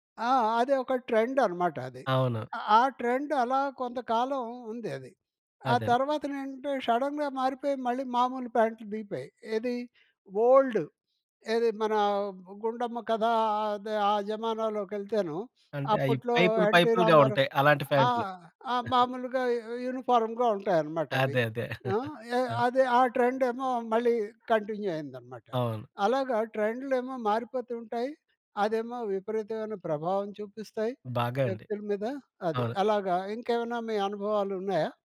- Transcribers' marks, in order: in English: "షడన్‌గా"; in English: "ఓల్డ్"; chuckle; chuckle; in English: "కంటిన్యూ"
- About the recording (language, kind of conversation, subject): Telugu, podcast, ట్రెండ్‌లు మీ వ్యక్తిత్వాన్ని ఎంత ప్రభావితం చేస్తాయి?